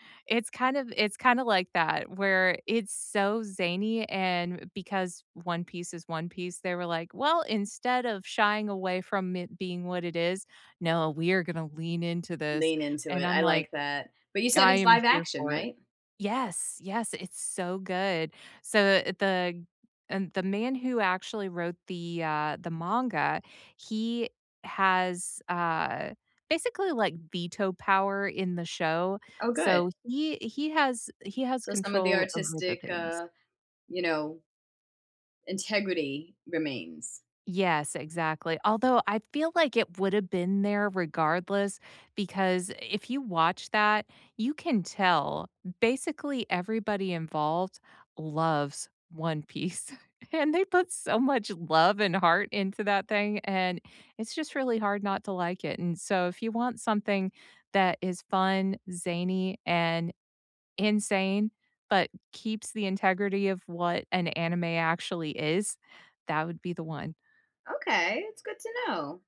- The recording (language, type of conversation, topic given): English, unstructured, Do you feel happiest watching movies in a lively movie theater at night or during a cozy couch ritual at home, and why?
- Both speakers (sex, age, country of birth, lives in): female, 35-39, United States, United States; female, 40-44, Philippines, United States
- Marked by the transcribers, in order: chuckle